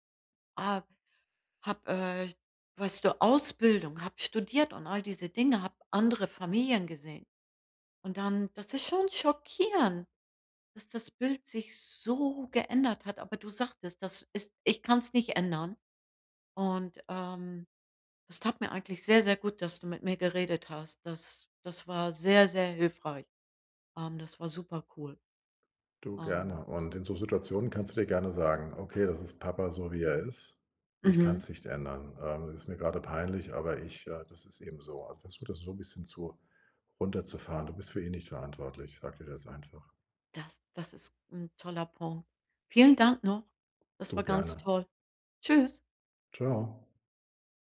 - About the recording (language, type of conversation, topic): German, advice, Welche schnellen Beruhigungsstrategien helfen bei emotionaler Überflutung?
- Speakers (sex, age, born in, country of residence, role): female, 65-69, Germany, United States, user; male, 60-64, Germany, Germany, advisor
- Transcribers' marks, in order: stressed: "so"